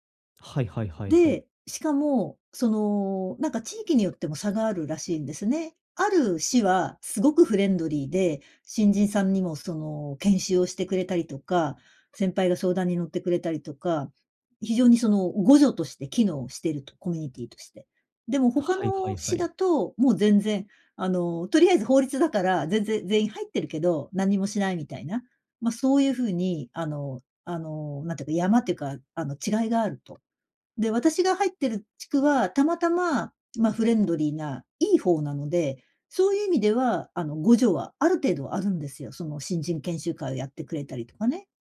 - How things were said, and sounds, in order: none
- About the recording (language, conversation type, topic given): Japanese, advice, 他者の期待と自己ケアを両立するには、どうすればよいですか？